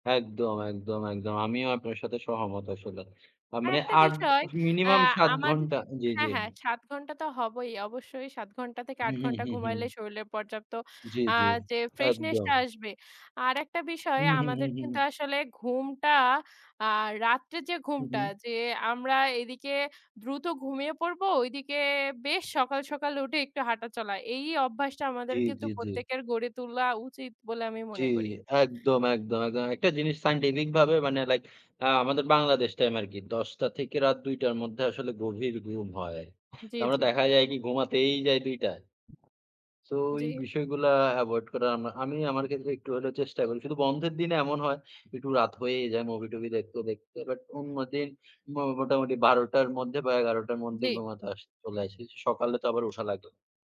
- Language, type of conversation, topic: Bengali, unstructured, আপনি কীভাবে নিজেকে সুস্থ রাখেন?
- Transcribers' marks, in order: "শরীলে" said as "সইলে"; other background noise; in English: "scientific"; "আশি" said as "আইসি"